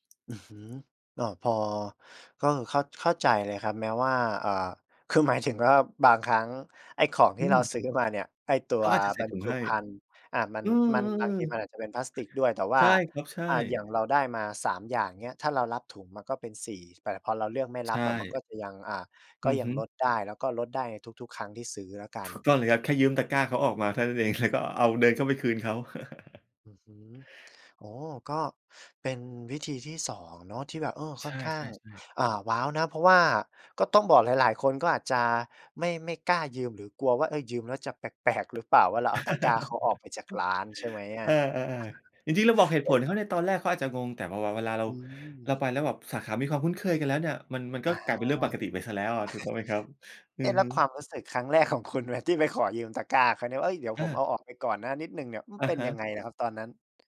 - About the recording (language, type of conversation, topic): Thai, podcast, คุณเคยลองลดการใช้พลาสติกด้วยวิธีไหนมาบ้าง?
- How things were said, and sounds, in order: unintelligible speech; laughing while speaking: "เอง"; chuckle; other noise; chuckle; laughing while speaking: "ของคุณไหม"